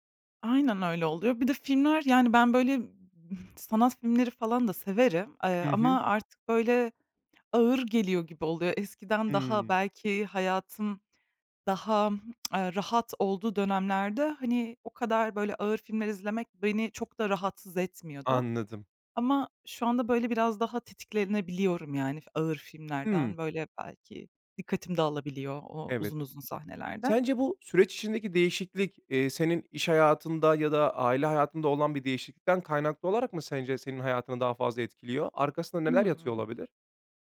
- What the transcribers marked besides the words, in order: tsk
- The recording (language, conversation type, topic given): Turkish, podcast, Kendine ayırdığın zamanı nasıl yaratırsın ve bu zamanı nasıl değerlendirirsin?